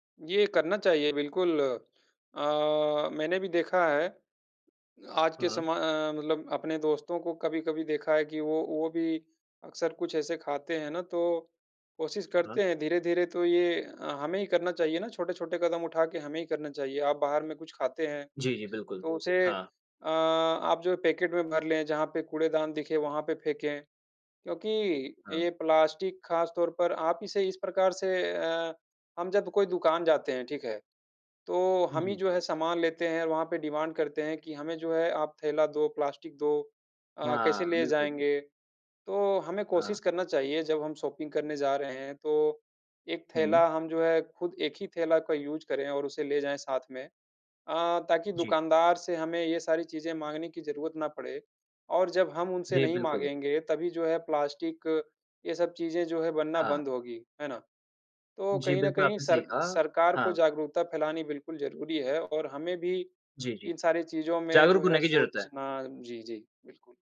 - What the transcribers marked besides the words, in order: in English: "डिमांड"; in English: "शॉपिंग"; in English: "यूज़"
- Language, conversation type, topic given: Hindi, unstructured, आजकल के पर्यावरण परिवर्तन के बारे में आपका क्या विचार है?
- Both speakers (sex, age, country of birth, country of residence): male, 20-24, India, India; male, 30-34, India, India